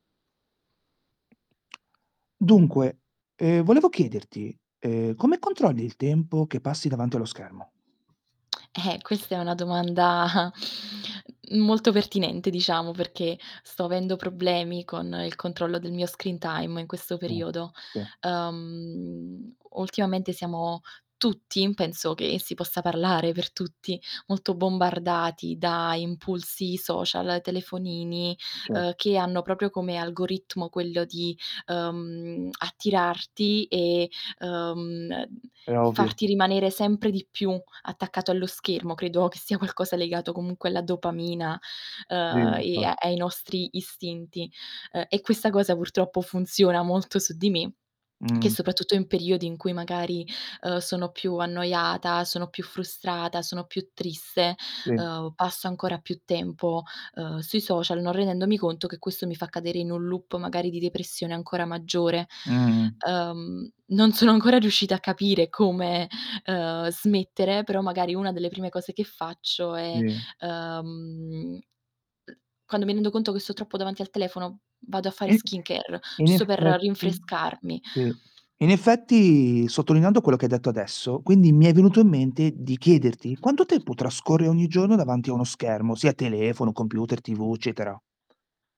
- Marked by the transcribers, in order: tapping; static; laughing while speaking: "domanda"; in English: "screen time"; drawn out: "Uhm"; stressed: "tutti"; tongue click; laughing while speaking: "qualcosa"; in English: "loop"; laughing while speaking: "non sono ancora"; other background noise; distorted speech
- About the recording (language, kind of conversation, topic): Italian, podcast, Come fai a controllare il tempo che passi davanti allo schermo?